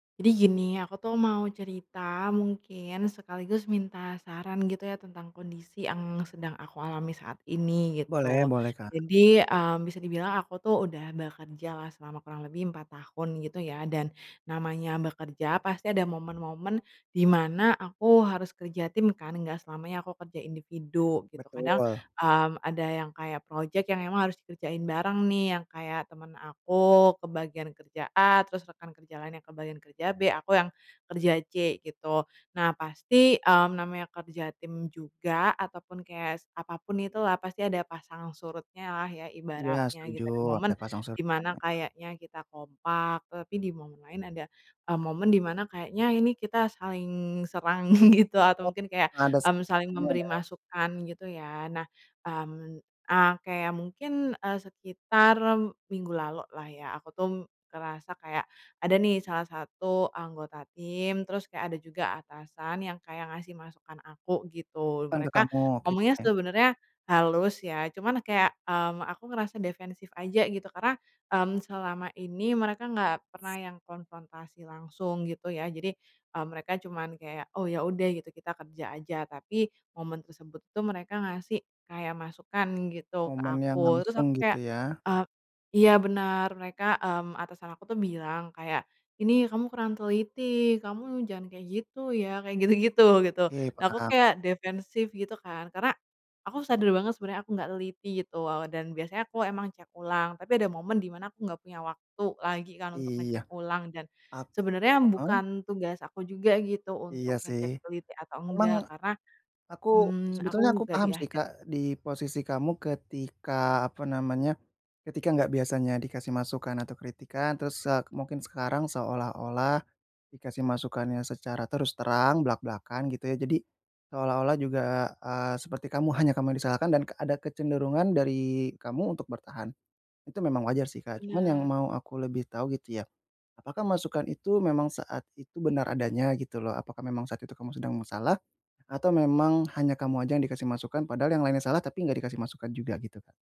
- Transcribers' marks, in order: in English: "project"; tapping; laughing while speaking: "gitu"; laughing while speaking: "gitu-gitu"
- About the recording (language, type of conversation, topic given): Indonesian, advice, Bagaimana cara belajar menerima masukan tanpa bersikap defensif dalam kerja tim?